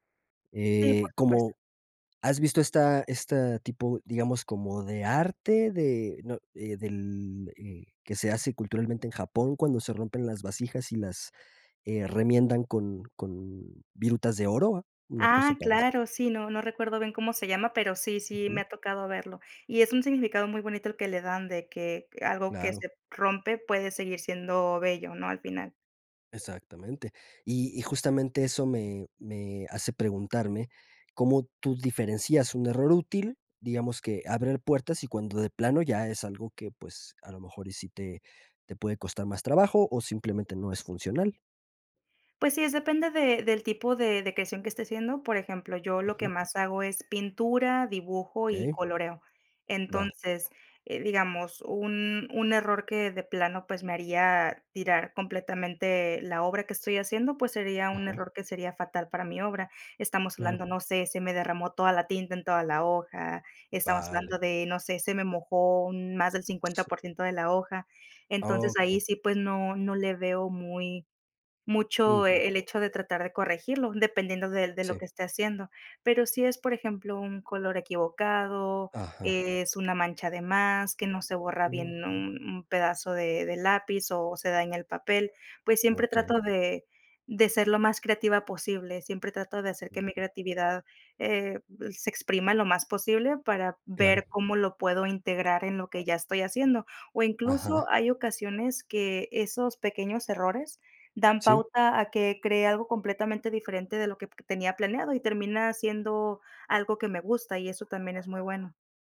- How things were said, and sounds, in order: tapping; "abrir" said as "abrer"; background speech
- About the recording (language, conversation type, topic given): Spanish, podcast, ¿Qué papel juega el error en tu proceso creativo?